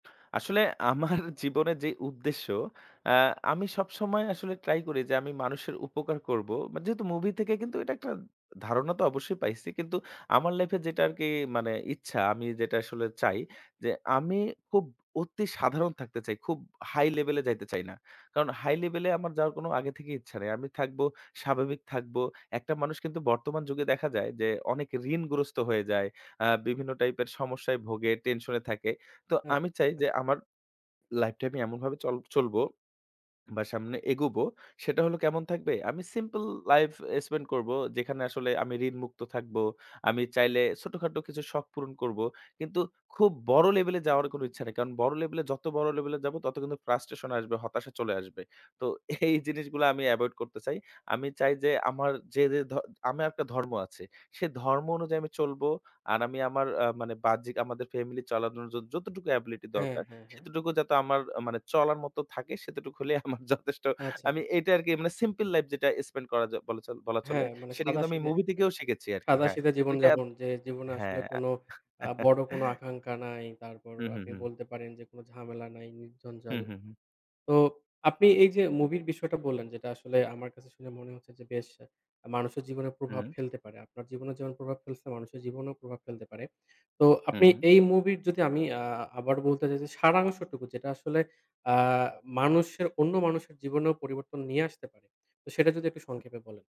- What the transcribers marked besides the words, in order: laughing while speaking: "আমার"; in English: "frustration"; laughing while speaking: "এই"; tapping; "সেইটুকু" said as "সেতটুকু"; "সেইটুকু" said as "সেতটুকু"; laughing while speaking: "আমার যথেষ্ট"; chuckle; other background noise
- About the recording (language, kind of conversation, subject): Bengali, podcast, কোন সিনেমা আপনার জীবন বদলে দিয়েছে, আর কেন এমন মনে হয়?